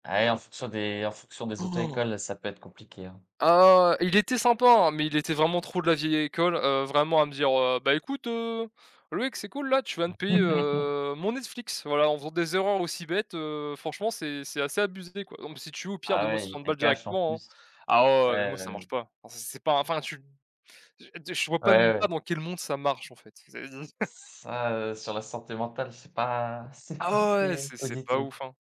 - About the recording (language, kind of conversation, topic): French, unstructured, Comment le manque d’argent peut-il affecter notre bien-être ?
- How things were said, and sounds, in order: gasp; put-on voice: "Beh écoute, heu, Loïc, c'est … balles directement hein"; chuckle; chuckle; other background noise